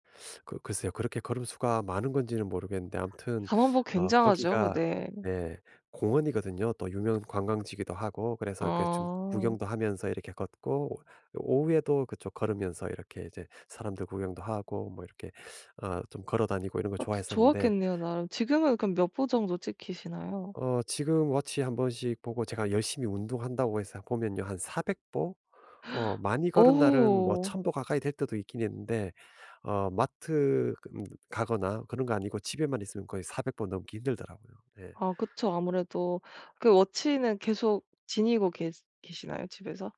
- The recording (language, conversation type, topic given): Korean, advice, 체력이 최근 들어 많이 떨어졌는데 어떻게 관리하기 시작하면 좋을까요?
- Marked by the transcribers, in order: teeth sucking; other background noise; inhale; tapping